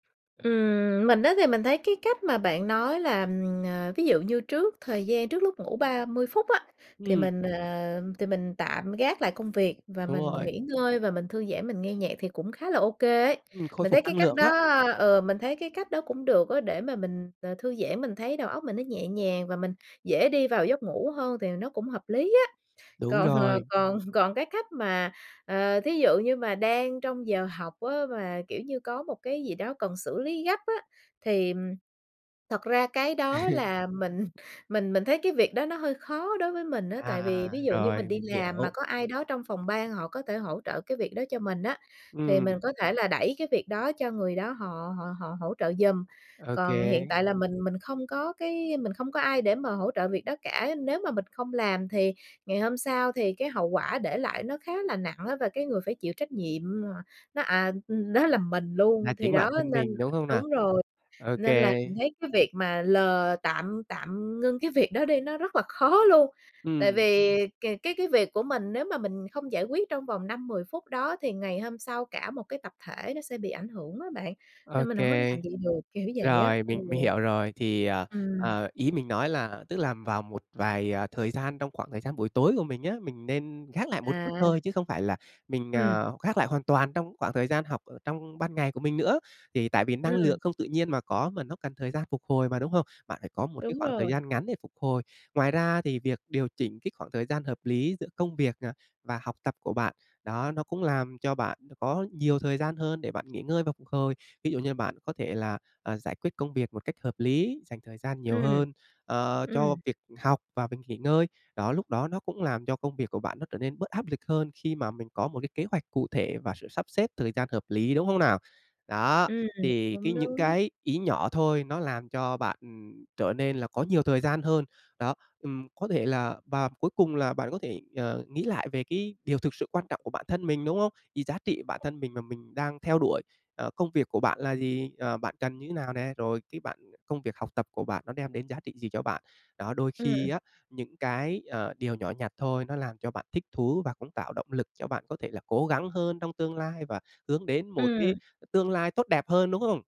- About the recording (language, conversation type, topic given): Vietnamese, advice, Bạn đang cảm thấy kiệt sức và mất động lực khi làm việc, phải không?
- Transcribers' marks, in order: other background noise; tapping; laughing while speaking: "Còn ờ, còn còn"; laughing while speaking: "mình"; laugh; laughing while speaking: "nó là"; laughing while speaking: "việc đó"; laughing while speaking: "khó"; laughing while speaking: "kiểu"